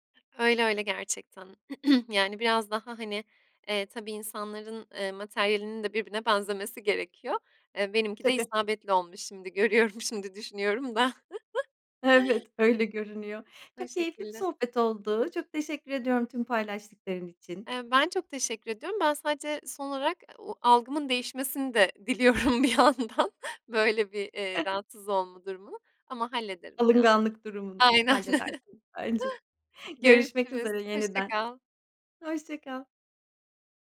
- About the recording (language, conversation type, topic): Turkish, podcast, Okundu bildirimi seni rahatsız eder mi?
- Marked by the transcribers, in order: tapping; throat clearing; other background noise; laughing while speaking: "görüyorum"; chuckle; laughing while speaking: "diliyorum bir yandan"; chuckle